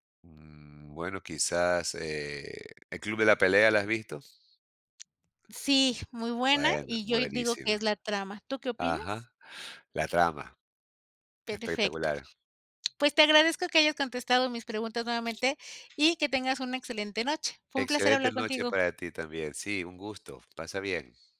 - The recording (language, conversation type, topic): Spanish, podcast, ¿Qué te atrapa más: la trama o los personajes?
- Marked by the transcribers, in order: tapping; other background noise